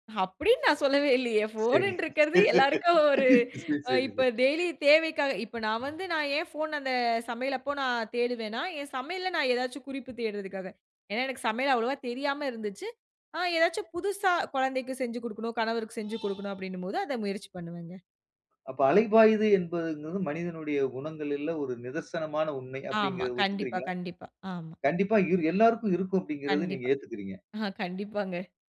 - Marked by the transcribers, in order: laughing while speaking: "சரி சரி சரி சரி"; other background noise; baby crying; chuckle
- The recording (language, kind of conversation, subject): Tamil, podcast, சில நேரங்களில் கவனம் சிதறும்போது அதை நீங்கள் எப்படி சமாளிக்கிறீர்கள்?